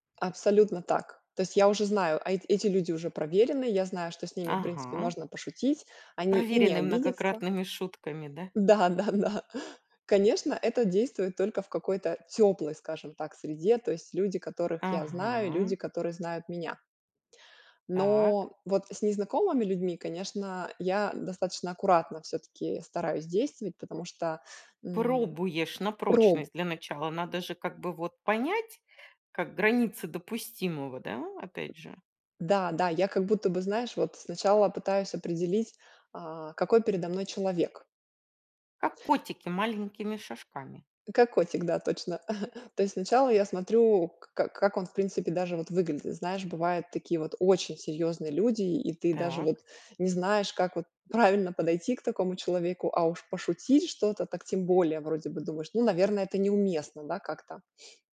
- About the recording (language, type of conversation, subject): Russian, podcast, Как вы используете юмор в разговорах?
- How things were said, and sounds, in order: laughing while speaking: "Да-да-да"; other background noise; chuckle